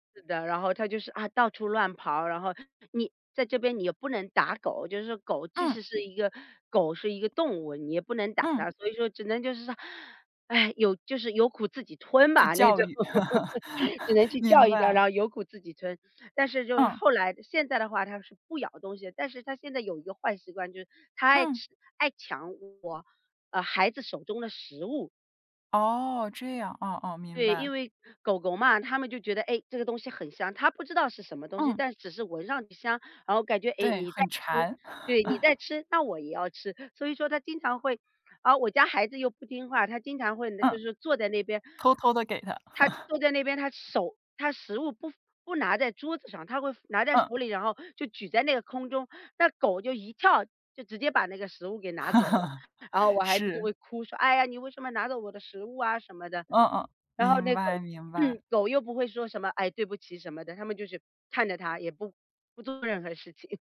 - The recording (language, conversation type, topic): Chinese, podcast, 你能分享一下你养宠物的故事和体会吗？
- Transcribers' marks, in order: sigh; laugh; chuckle; chuckle; laugh; throat clearing; chuckle